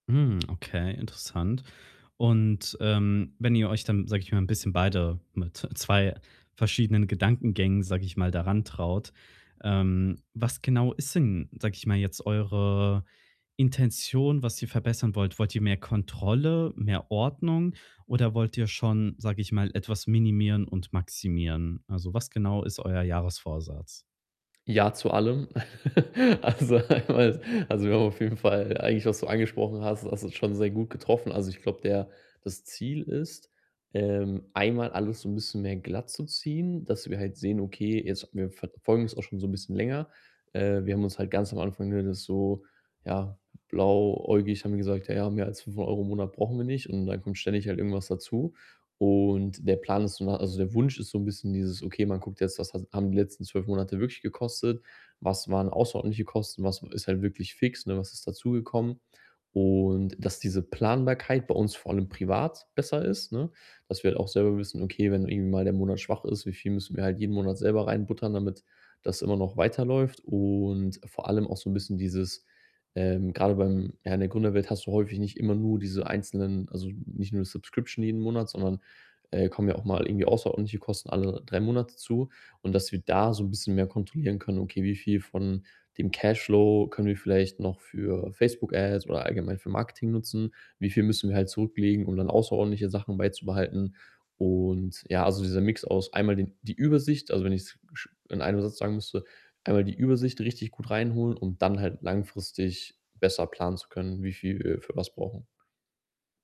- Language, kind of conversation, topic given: German, advice, Wie kann ich die Finanzen meines Start-ups besser planen und kontrollieren?
- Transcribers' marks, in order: laugh; laughing while speaking: "Also, einmal"; drawn out: "Und"; in English: "Subscription"; other background noise; in English: "Cashflow"